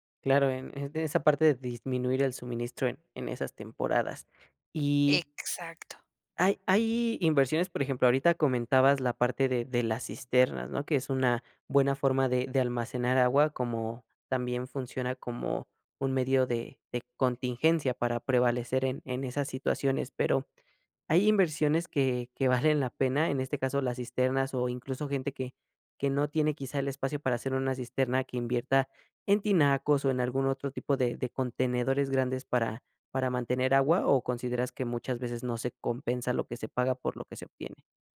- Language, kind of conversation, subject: Spanish, podcast, ¿Qué consejos darías para ahorrar agua en casa?
- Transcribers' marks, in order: laughing while speaking: "que"